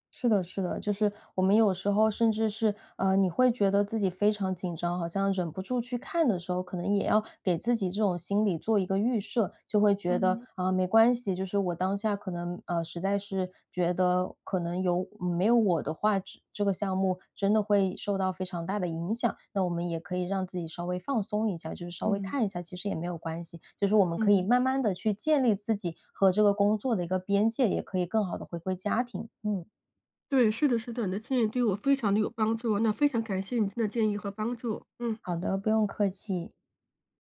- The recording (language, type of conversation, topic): Chinese, advice, 旅行中如何减压并保持身心健康？
- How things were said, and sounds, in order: other background noise